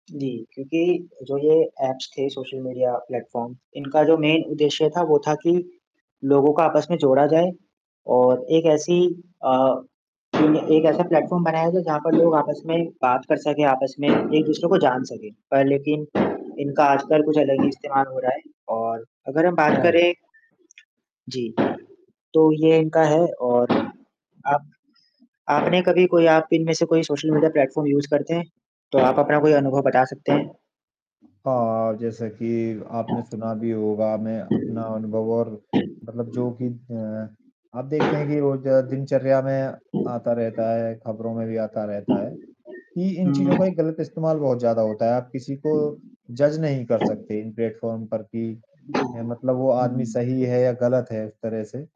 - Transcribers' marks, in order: static; in English: "ऐप्स"; in English: "प्लेटफॉर्म"; in English: "मेन"; tapping; in English: "प्लेटफॉर्म"; in English: "प्लेटफॉर्म यूज़"; in English: "जज़"; in English: "प्लेटफॉर्म"
- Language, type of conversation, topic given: Hindi, unstructured, स्मार्टफोन ने आपकी दिनचर्या को कैसे बदला है?